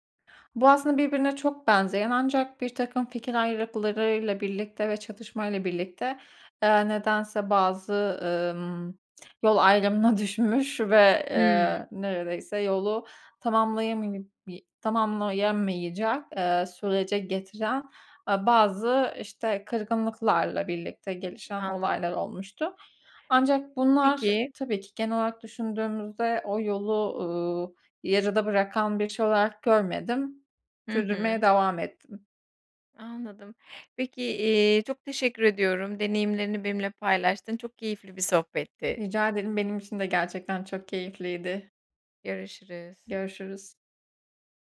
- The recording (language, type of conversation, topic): Turkish, podcast, Bir grup içinde ortak zorluklar yaşamak neyi değiştirir?
- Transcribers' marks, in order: other street noise